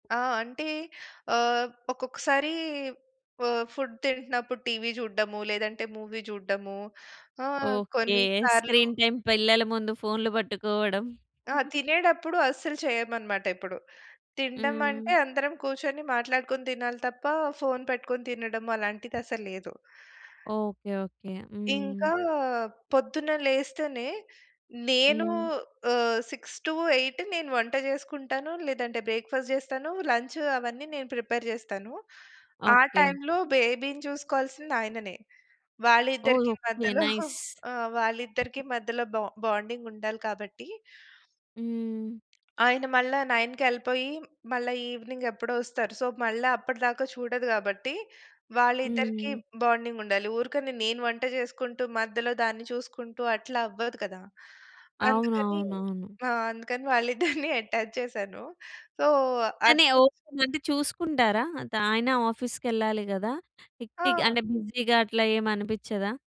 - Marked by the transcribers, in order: in English: "ఫుడ్"; in English: "మూవీ"; in English: "స్క్రీన్ టైమ్"; giggle; in English: "సిక్స్ టూ ఎయిట్"; in English: "బ్రేక్‌ఫాస్ట్"; in English: "లంచ్"; in English: "ప్రిపేర్"; in English: "బేబీని"; giggle; other background noise; tapping; in English: "నైన్‌కి"; in English: "ఈవినింగ్"; in English: "సో"; chuckle; in English: "అటాచ్"; in English: "సో"; in English: "హెక్టిక్"; in English: "బిజీగా"
- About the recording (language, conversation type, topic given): Telugu, podcast, అందరూ కలిసి పనులను కేటాయించుకోవడానికి మీరు ఎలా చర్చిస్తారు?